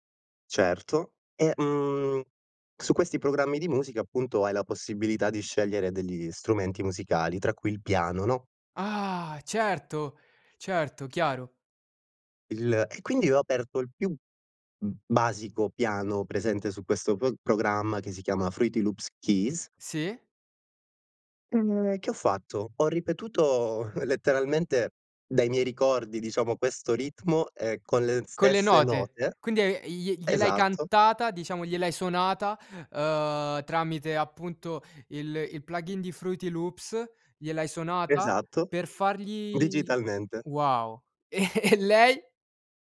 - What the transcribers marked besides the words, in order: laughing while speaking: "letteralmente"; tapping; in English: "plugin"; laughing while speaking: "E e"
- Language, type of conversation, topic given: Italian, podcast, Quale canzone ti fa sentire a casa?